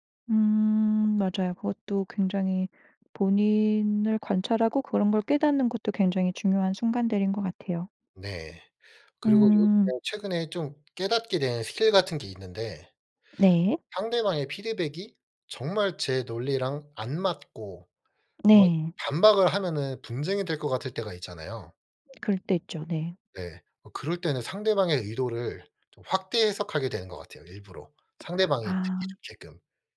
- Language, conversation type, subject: Korean, podcast, 피드백을 받을 때 보통 어떻게 반응하시나요?
- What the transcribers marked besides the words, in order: other background noise